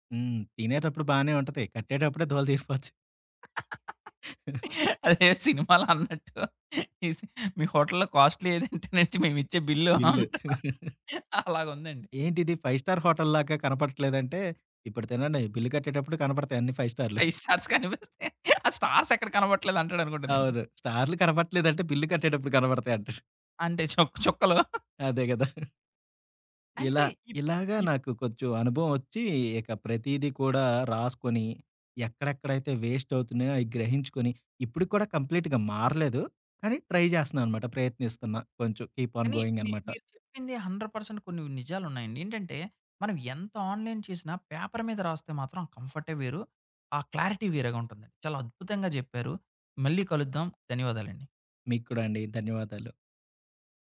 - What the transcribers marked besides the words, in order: giggle; laughing while speaking: "అదే సినిమాలో అన్నట్టు మీ సి … అంటాడు. అలాగా ఉందండి"; in English: "కాస్ట్‌లీ"; laugh; in English: "ఫైవ్ స్టార్"; laughing while speaking: "అయ్ స్టార్స్ కనిపిస్తే, ఆ స్టార్సెక్కడ కనబట్లేదంటాడు అనుకుంటానండి"; giggle; in English: "స్టార్స్"; giggle; chuckle; in English: "కంప్లీట్‌గా"; in English: "ట్రై"; in English: "కీప్ ఆన్"; in English: "హండ్రెడ్ పర్సెంట్"; in English: "ఆన్‌లైన్"; in English: "పేపర్"; in English: "క్లారిటీ"
- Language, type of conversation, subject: Telugu, podcast, పేపర్లు, బిల్లులు, రశీదులను మీరు ఎలా క్రమబద్ధం చేస్తారు?